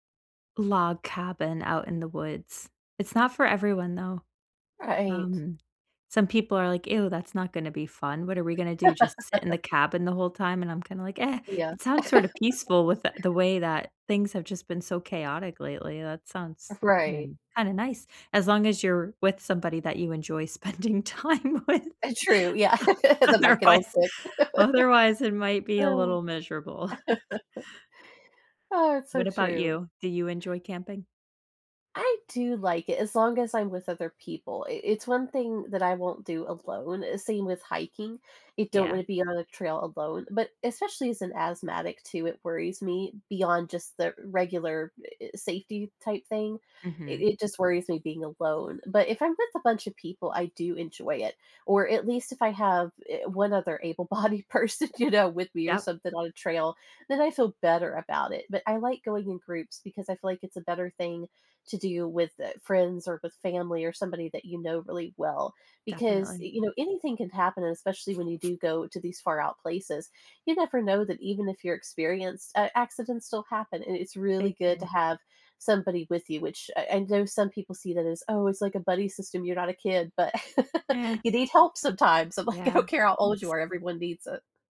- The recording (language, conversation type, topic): English, unstructured, How can I use nature to improve my mental health?
- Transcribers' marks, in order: laugh; laugh; chuckle; laughing while speaking: "spending time with. Otherwise"; chuckle; laugh; laugh; sigh; laugh; tapping; laughing while speaking: "able-bodied person"; other background noise; chuckle